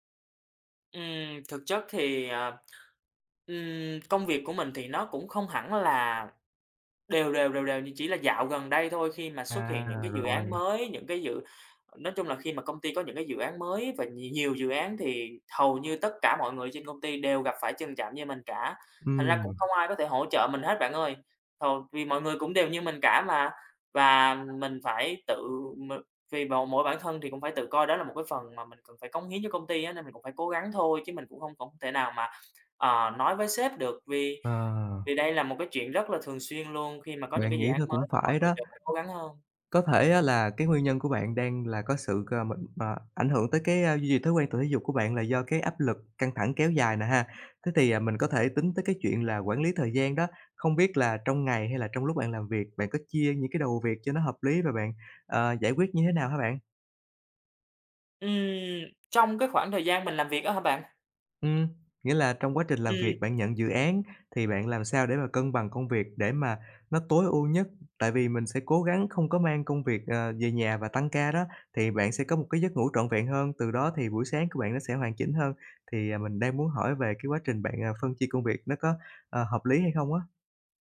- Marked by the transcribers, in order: other background noise
- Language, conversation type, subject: Vietnamese, advice, Tại sao tôi lại mất động lực sau vài tuần duy trì một thói quen, và làm sao để giữ được lâu dài?